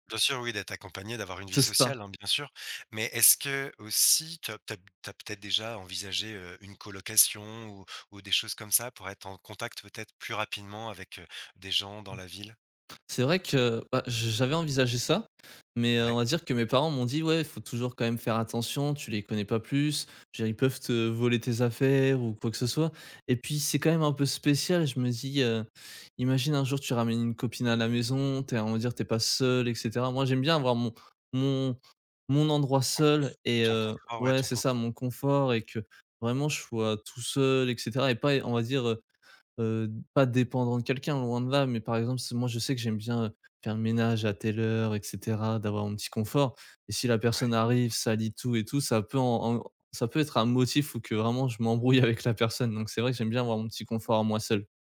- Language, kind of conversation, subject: French, advice, Pourquoi est-ce que j’ai du mal à me faire des amis dans une nouvelle ville ?
- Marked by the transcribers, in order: other background noise; unintelligible speech; unintelligible speech